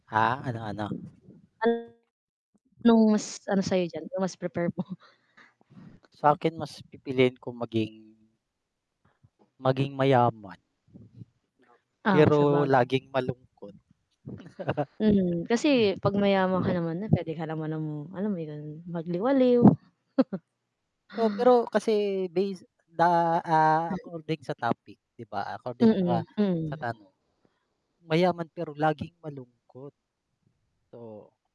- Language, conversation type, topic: Filipino, unstructured, Mas pipiliin mo bang maging masaya pero walang pera, o maging mayaman pero laging malungkot?
- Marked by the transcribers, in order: wind; static; distorted speech; other background noise; background speech; chuckle; chuckle; tapping